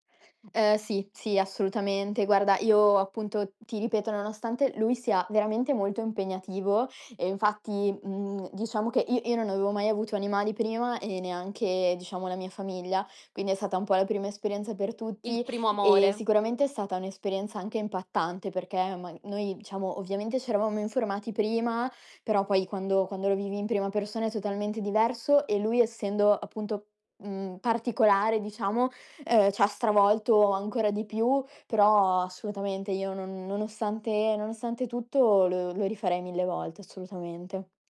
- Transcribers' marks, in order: tapping; "diciamo" said as "ciamo"; other background noise
- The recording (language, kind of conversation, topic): Italian, podcast, Qual è una scelta che ti ha cambiato la vita?